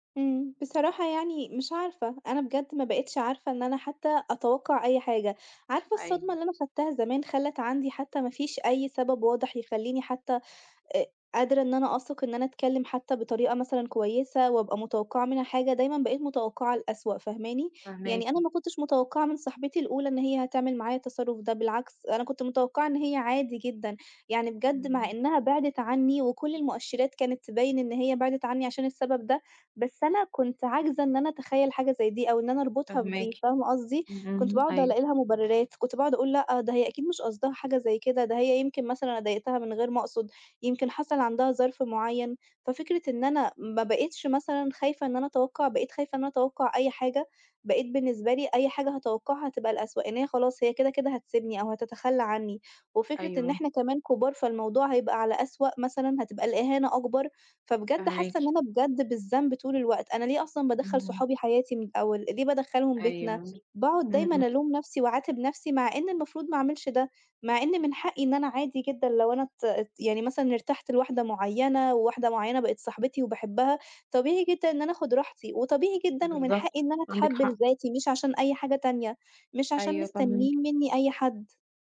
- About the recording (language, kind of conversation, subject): Arabic, advice, إزاي أقدر أحط حدود واضحة مع صاحب بيستغلني؟
- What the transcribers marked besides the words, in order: none